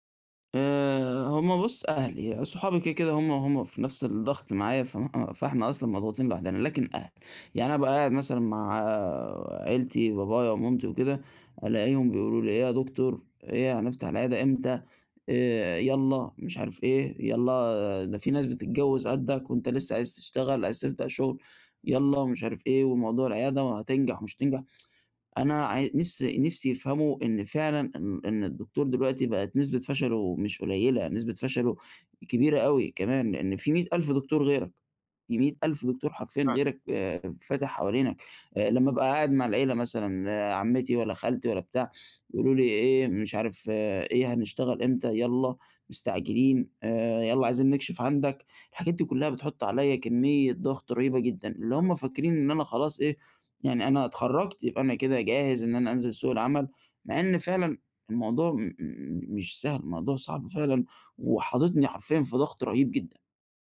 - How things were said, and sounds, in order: unintelligible speech; tsk; unintelligible speech
- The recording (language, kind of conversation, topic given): Arabic, advice, إزاي أتعامل مع ضغط النجاح وتوقّعات الناس اللي حواليّا؟